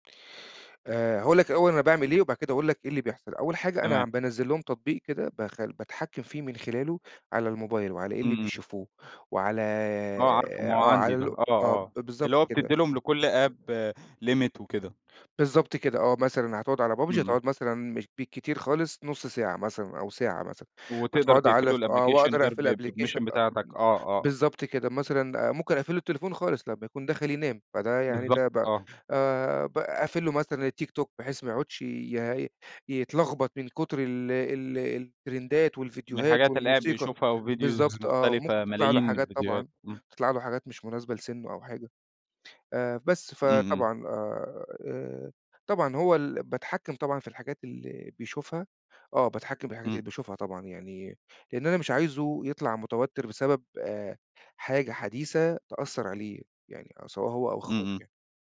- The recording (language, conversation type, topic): Arabic, podcast, إزاي بتتعامل مع التفكير الزيادة والقلق المستمر؟
- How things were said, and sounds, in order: other background noise; in English: "app limit"; in English: "الأبلكيشن"; in English: "بpermission"; in English: "الأبلكيشن"; in English: "الترندات"; in English: "وفيديوز"; tapping